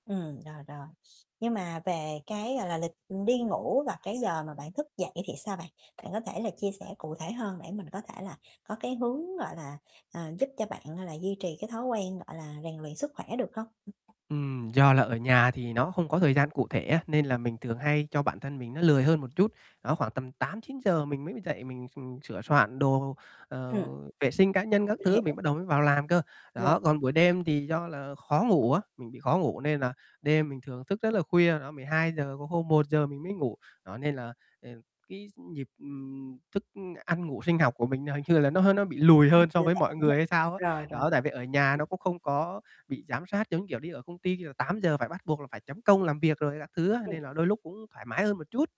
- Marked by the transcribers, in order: other background noise; tapping; static; distorted speech
- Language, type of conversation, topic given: Vietnamese, advice, Làm sao để duy trì thói quen khi bạn quá bận rộn và căng thẳng?